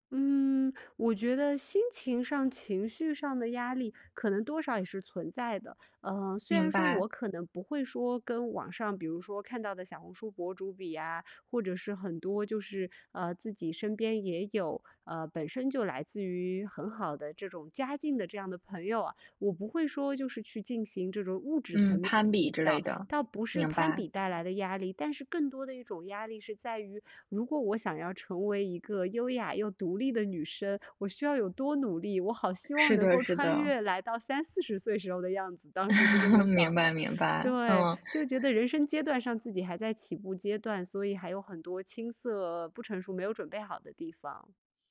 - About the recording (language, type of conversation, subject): Chinese, podcast, 如何在追随潮流的同时保持真实的自己？
- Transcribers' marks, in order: tapping; laugh